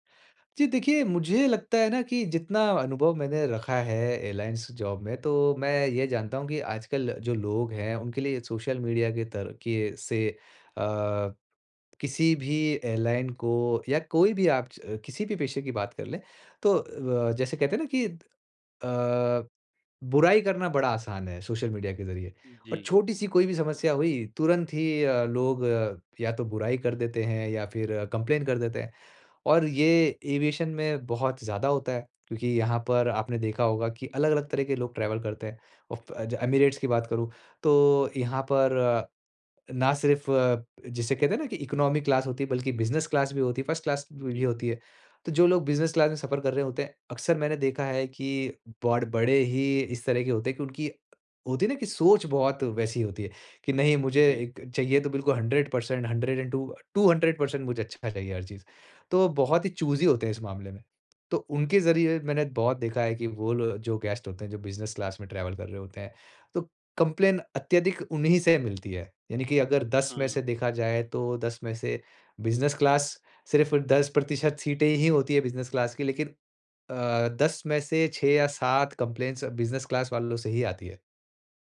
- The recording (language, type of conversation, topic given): Hindi, advice, नई नौकरी और अलग कामकाजी वातावरण में ढलने का आपका अनुभव कैसा रहा है?
- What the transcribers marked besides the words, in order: other noise; in English: "एयरलाइन्स जॉब"; "तरीके" said as "तरकीये"; in English: "एयरलाइन"; in English: "कंप्लेन"; in English: "एविएशन"; in English: "ट्रैवल"; in English: "इकोनॉमी क्लास"; in English: "बिज़नेस क्लास"; in English: "फ़र्स्ट क्लास"; in English: "बिज़नेस क्लास"; in English: "हंड्रेड परसेंट, हंड्रेड एंड टू टू हंड्रेड परसेंट"; in English: "चूज़ी"; in English: "गेस्ट"; in English: "बिज़नेस क्लास"; in English: "ट्रैवल"; in English: "कंप्लेन"; in English: "बिज़नेस क्लास"; in English: "बिज़नेस क्लास"; in English: "कंप्लेंटस बिज़नेस क्लास"